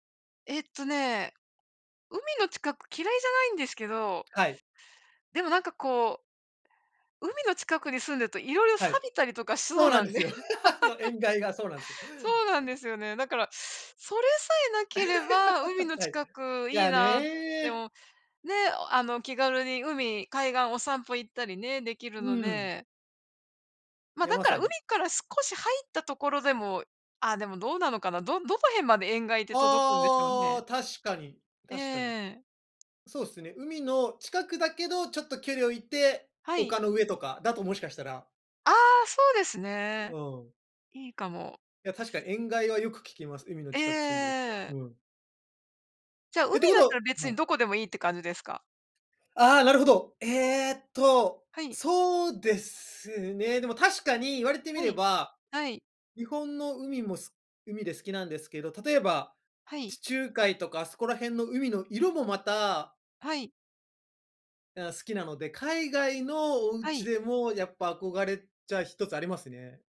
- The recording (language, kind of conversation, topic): Japanese, unstructured, あなたの理想的な住まいの環境はどんな感じですか？
- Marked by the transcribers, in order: laugh; laugh